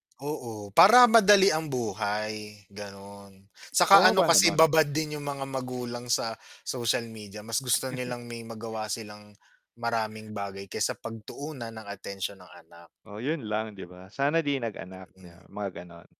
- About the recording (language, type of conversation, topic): Filipino, unstructured, Paano nakakaapekto ang teknolohiya sa ating kalusugan?
- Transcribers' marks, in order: static; other background noise; chuckle